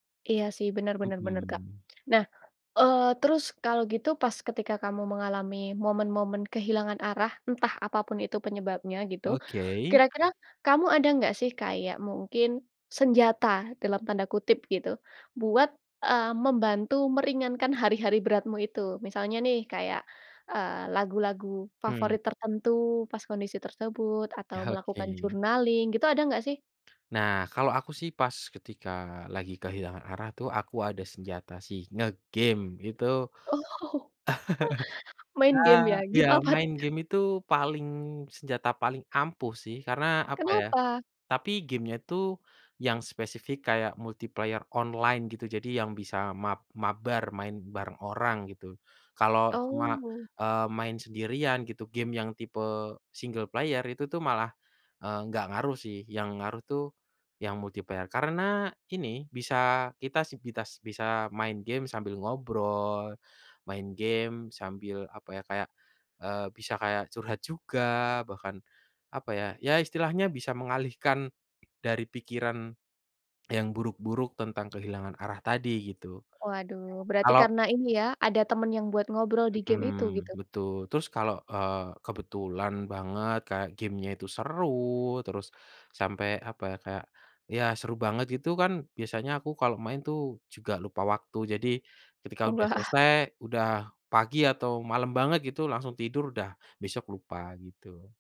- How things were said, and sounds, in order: in English: "journaling"; laughing while speaking: "Ya"; tapping; laughing while speaking: "Oh"; chuckle; in English: "multiplayer"; in English: "single player"; in English: "multiplayer"; laughing while speaking: "Wah"
- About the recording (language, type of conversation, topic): Indonesian, podcast, Apa yang kamu lakukan kalau kamu merasa kehilangan arah?